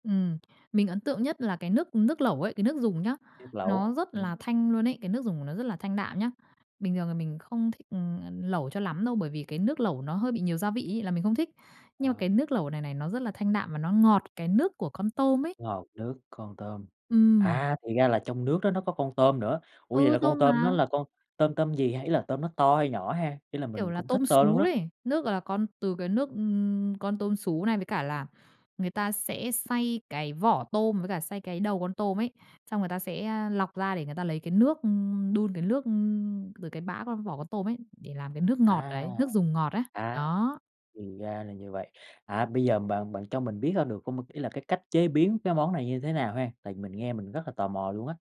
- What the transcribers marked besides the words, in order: tapping; unintelligible speech
- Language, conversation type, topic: Vietnamese, podcast, Bạn bắt đầu khám phá món ăn mới như thế nào?